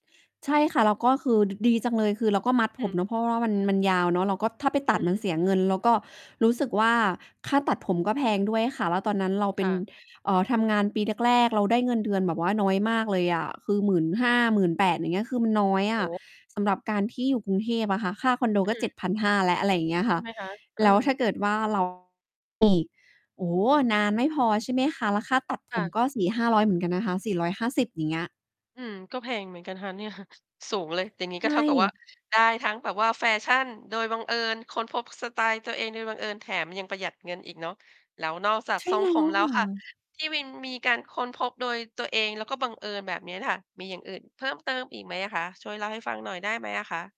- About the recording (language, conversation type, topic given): Thai, podcast, คุณเคยเปลี่ยนสไตล์แล้วรู้สึกเหมือนได้ค้นพบตัวเองไหม?
- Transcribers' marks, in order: distorted speech; laughing while speaking: "เนี่ย"; other background noise